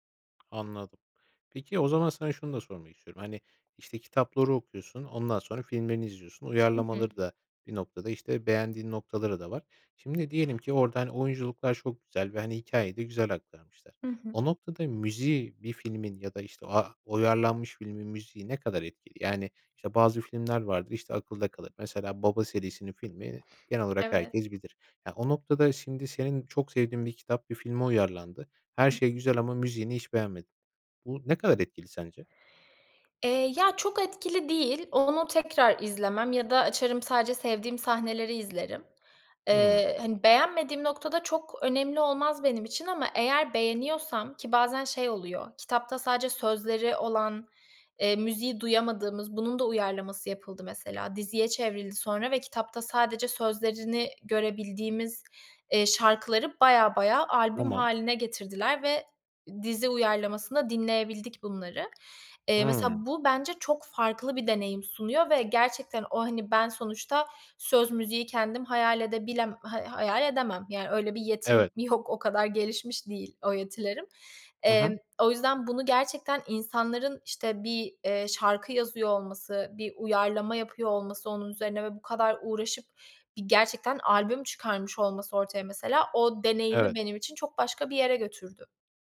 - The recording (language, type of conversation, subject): Turkish, podcast, Kitap okumak ile film izlemek hikâyeyi nasıl değiştirir?
- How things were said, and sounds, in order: tapping; sniff